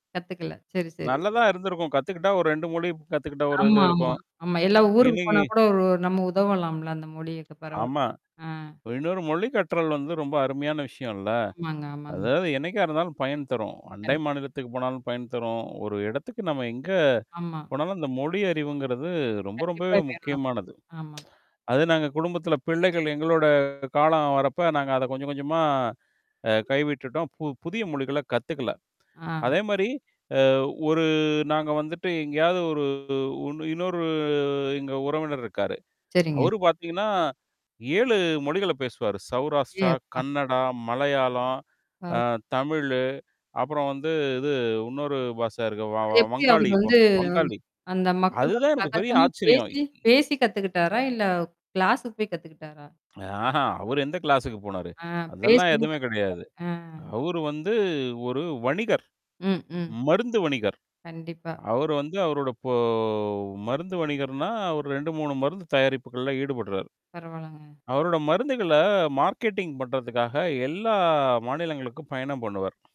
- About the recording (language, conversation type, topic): Tamil, podcast, உங்கள் குடும்பத்தில் மொழி பயன்பாடு எப்படிக் நடைபெறுகிறது?
- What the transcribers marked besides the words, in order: tapping; mechanical hum; distorted speech; tsk; drawn out: "இன்னொரு"; unintelligible speech; static; in English: "கிளாஸ்க்கு"; in English: "கிளாஸ்க்கு"; in English: "மார்க்கெட்டிங்"